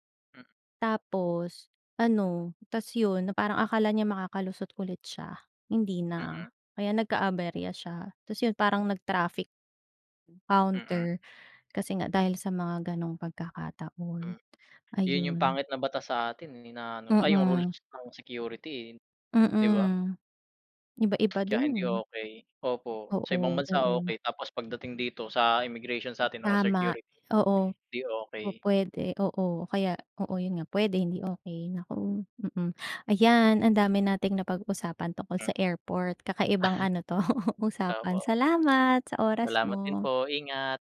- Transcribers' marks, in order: tapping; other background noise; chuckle
- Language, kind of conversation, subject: Filipino, unstructured, Ano ang pinakanakakairita mong karanasan sa pagsusuri ng seguridad sa paliparan?